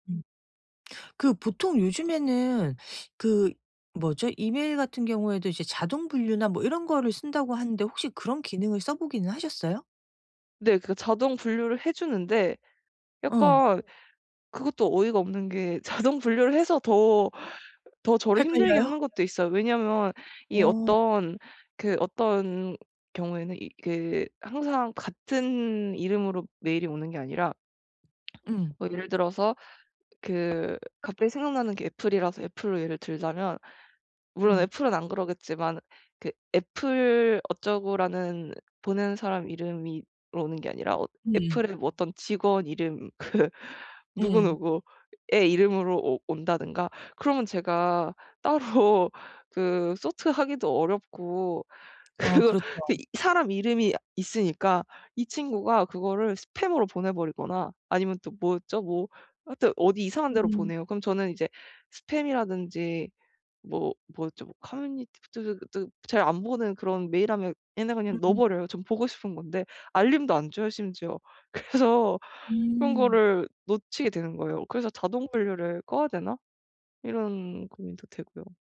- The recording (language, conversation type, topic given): Korean, advice, 이메일과 알림을 오늘부터 깔끔하게 정리하려면 어떻게 시작하면 좋을까요?
- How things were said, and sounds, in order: other background noise; "이름으로" said as "이름이로"; laughing while speaking: "그"; laughing while speaking: "따로"; in English: "sort"; laughing while speaking: "그"; unintelligible speech; laughing while speaking: "그래서"